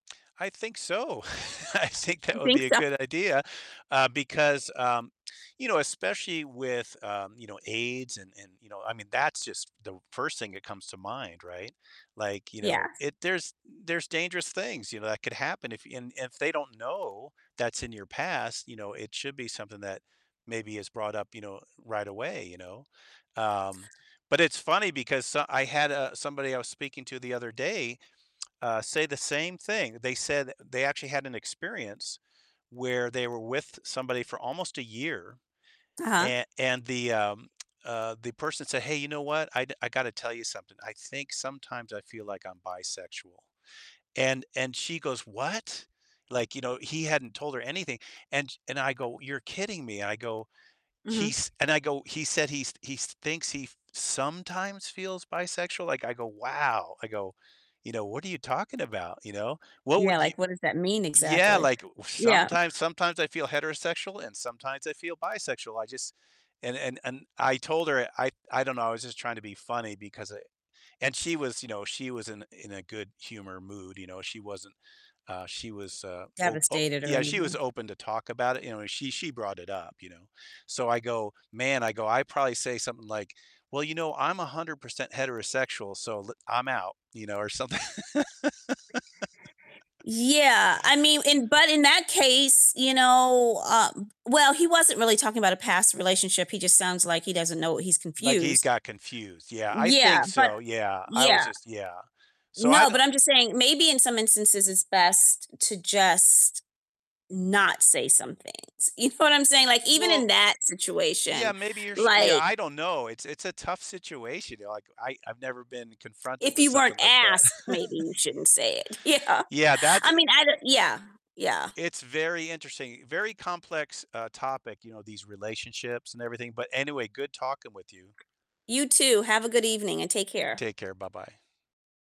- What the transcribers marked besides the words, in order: distorted speech; chuckle; laughing while speaking: "I think"; tapping; other background noise; stressed: "sometimes"; laughing while speaking: "something"; laugh; stressed: "not"; laughing while speaking: "know"; laugh; laughing while speaking: "Yeah"; static
- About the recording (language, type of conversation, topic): English, unstructured, Should you openly discuss past relationships with a new partner?